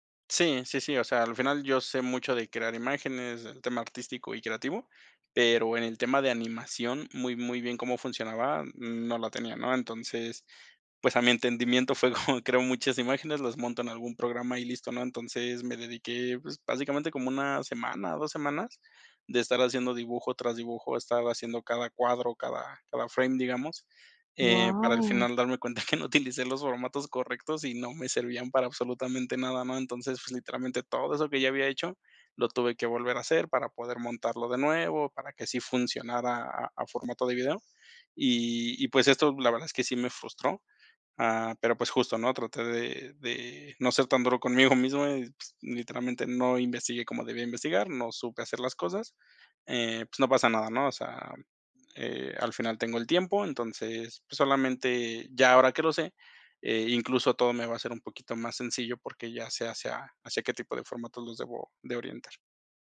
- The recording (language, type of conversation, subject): Spanish, podcast, ¿Cómo recuperas la confianza después de fallar?
- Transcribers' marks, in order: surprised: "Guau"; chuckle